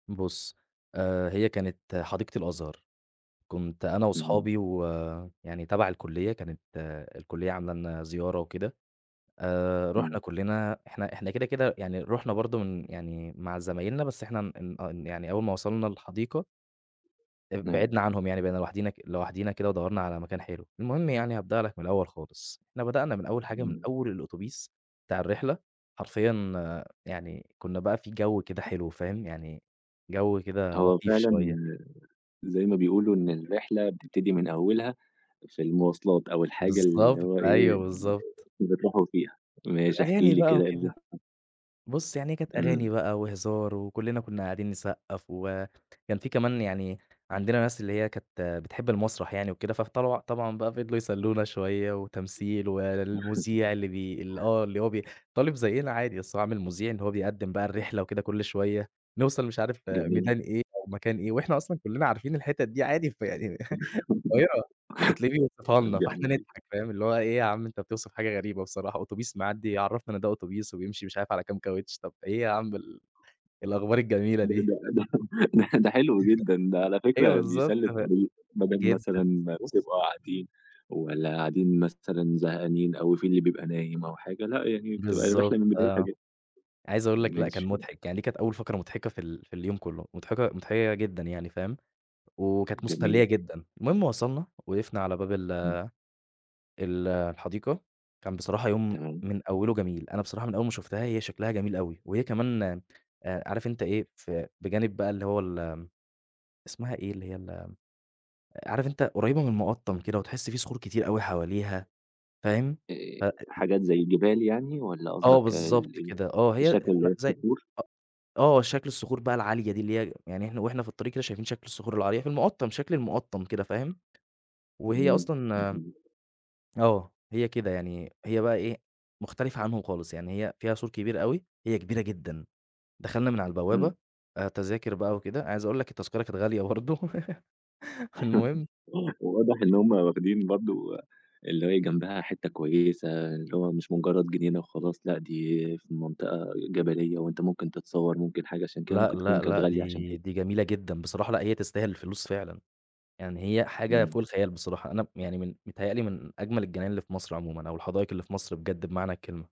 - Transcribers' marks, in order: tapping; unintelligible speech; laugh; laugh; chuckle; laughing while speaking: "ده ده"; unintelligible speech; "مسلّية" said as "مستلية"; unintelligible speech; laughing while speaking: "برضه"; laugh
- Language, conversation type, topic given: Arabic, podcast, احكيلي عن أحلى تجربة محلية حصلت معاك؟